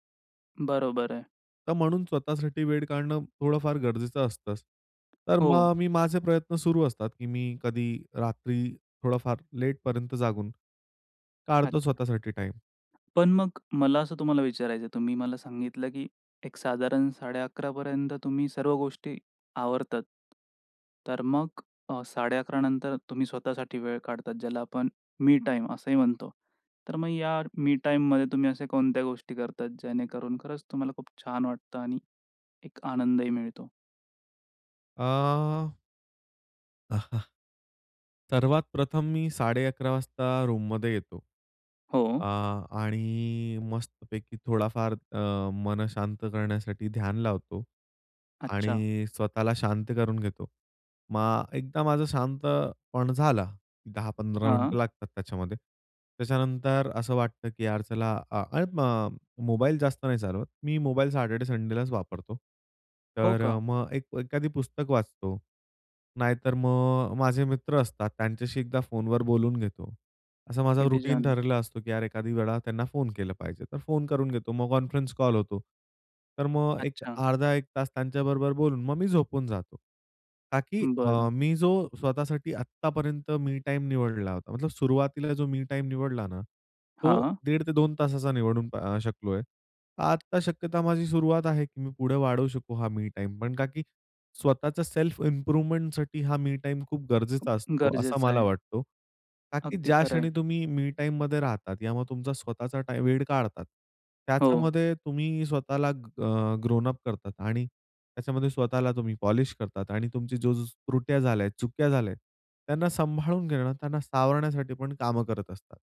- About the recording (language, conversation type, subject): Marathi, podcast, फक्त स्वतःसाठी वेळ कसा काढता आणि घरही कसे सांभाळता?
- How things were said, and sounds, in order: "असतंच" said as "असतंस"; tapping; other background noise; chuckle; in English: "रूटीन"; in English: "कॉन्फरन्स"; in English: "सेल्फ इम्प्रूव्हमेंट"; in English: "ग्रोन अप"